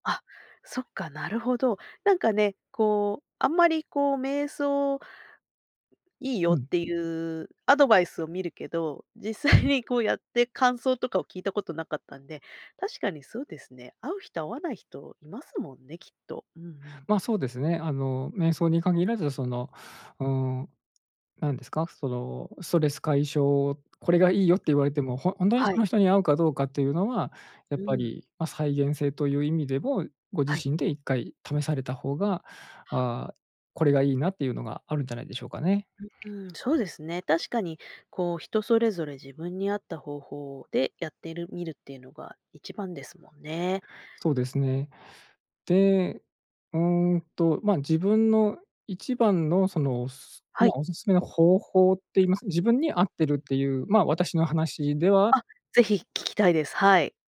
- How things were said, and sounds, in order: other background noise; tapping
- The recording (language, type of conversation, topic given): Japanese, podcast, ストレスがたまったとき、普段はどのように対処していますか？